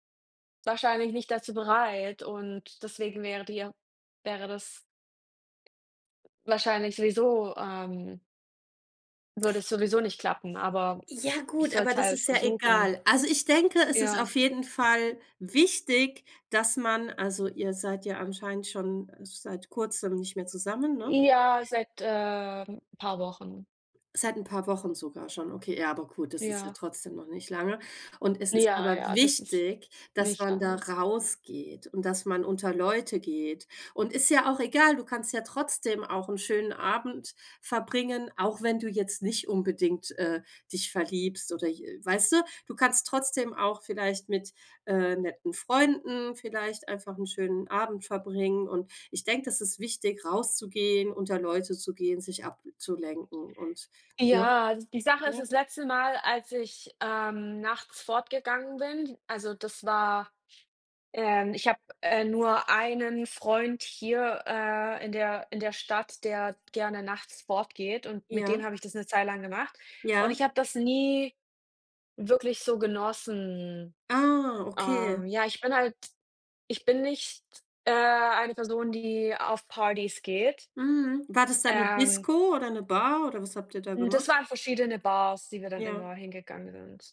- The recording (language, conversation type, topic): German, unstructured, Wie zeigst du deinem Partner, dass du ihn schätzt?
- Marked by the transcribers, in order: other background noise; put-on voice: "Ja gut"; other noise; stressed: "wichtig"; drawn out: "Ah"; put-on voice: "Partys"